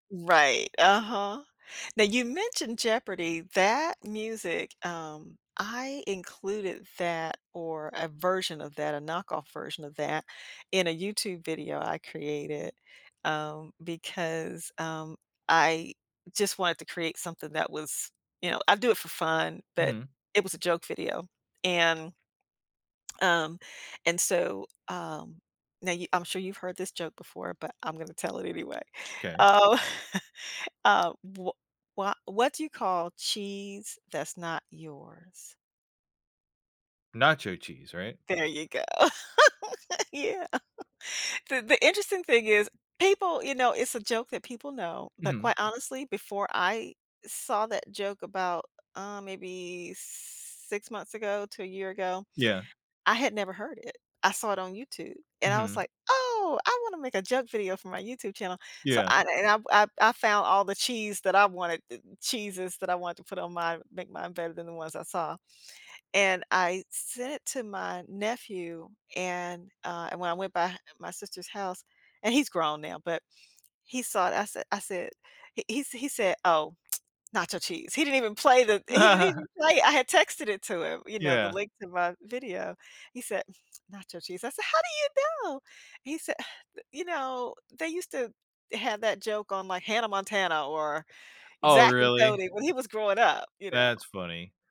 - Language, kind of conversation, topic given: English, unstructured, How should I feel about a song after it's used in media?
- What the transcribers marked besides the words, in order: other background noise; tapping; chuckle; laugh; laughing while speaking: "yeah"; lip smack; laugh